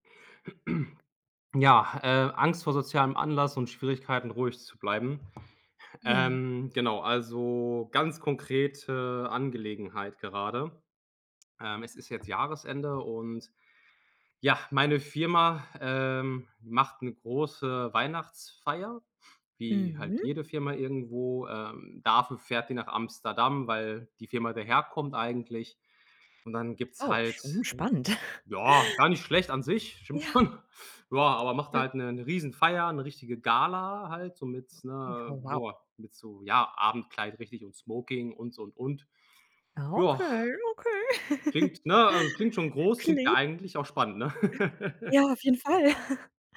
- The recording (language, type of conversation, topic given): German, advice, Wie äußert sich deine Angst vor einem sozialen Anlass, und warum fällt es dir schwer, ruhig zu bleiben?
- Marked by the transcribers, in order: throat clearing; other background noise; sigh; stressed: "schon"; giggle; laughing while speaking: "Ja"; put-on voice: "Okay. Okay"; giggle; giggle